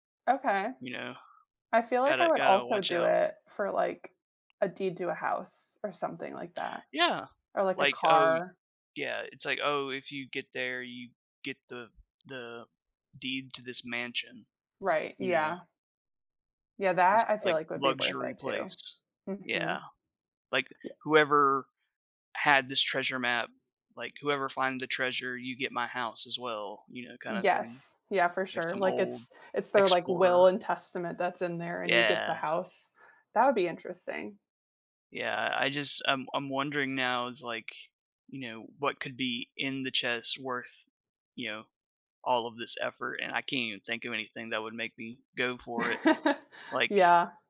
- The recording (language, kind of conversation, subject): English, unstructured, What would you do if you stumbled upon something that could change your life unexpectedly?
- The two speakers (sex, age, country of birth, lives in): female, 30-34, United States, United States; male, 35-39, United States, United States
- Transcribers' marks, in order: tapping; chuckle